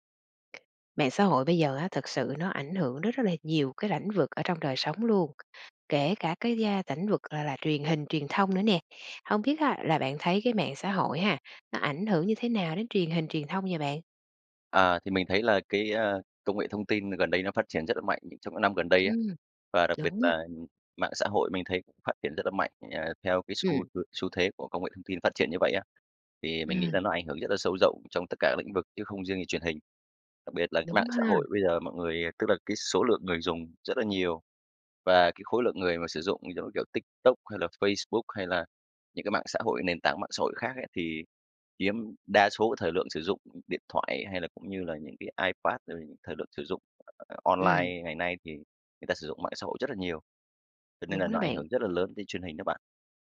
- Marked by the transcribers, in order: tapping
- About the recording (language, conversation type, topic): Vietnamese, podcast, Bạn nghĩ mạng xã hội ảnh hưởng thế nào tới truyền hình?